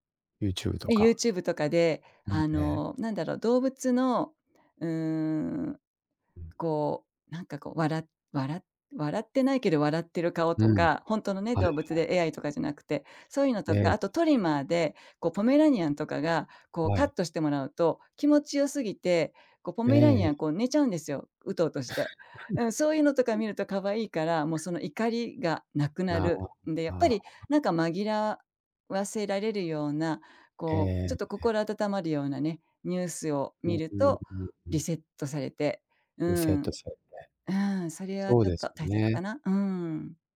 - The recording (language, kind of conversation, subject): Japanese, unstructured, 最近のニュースを見て、怒りを感じたことはありますか？
- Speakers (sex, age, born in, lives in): female, 55-59, Japan, Japan; male, 50-54, Japan, Japan
- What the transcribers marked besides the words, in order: laugh